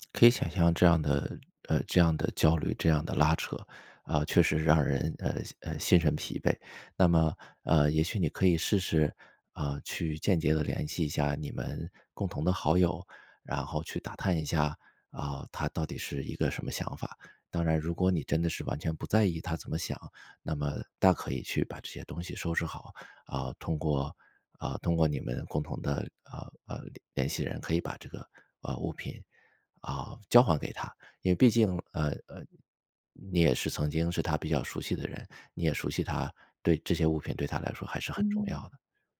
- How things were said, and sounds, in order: none
- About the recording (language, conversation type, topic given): Chinese, advice, 伴侣分手后，如何重建你的日常生活？